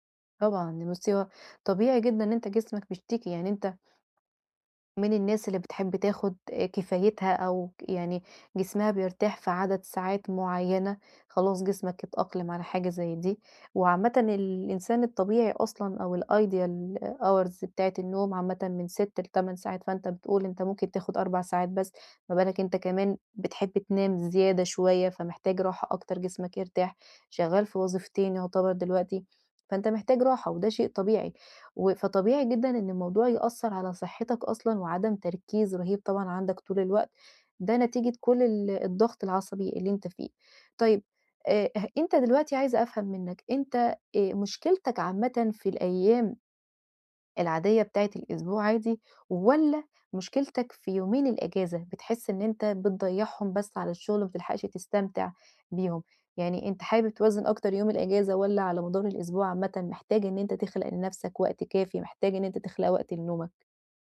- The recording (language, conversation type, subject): Arabic, advice, إزاي أوازن بين الراحة وإنجاز المهام في الويك إند؟
- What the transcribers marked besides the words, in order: tapping; in English: "الideal hours"